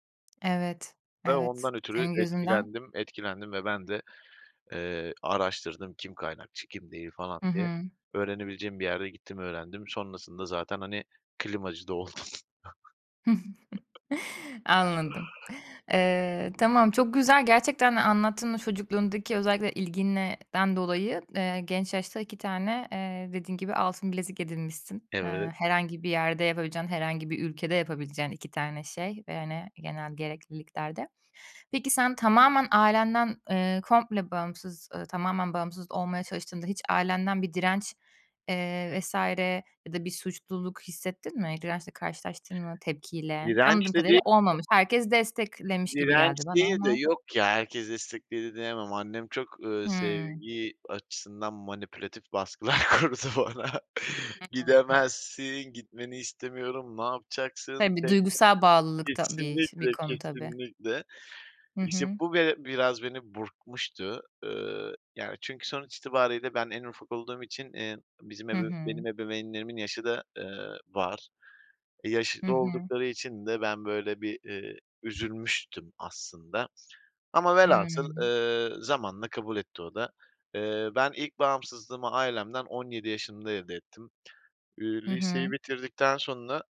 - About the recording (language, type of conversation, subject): Turkish, podcast, Aileden bağımsızlık beklentilerini sence nasıl dengelemek gerekir?
- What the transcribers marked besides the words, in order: other background noise; chuckle; other noise; "ilginden" said as "ilgineden"; laughing while speaking: "kurdu bana"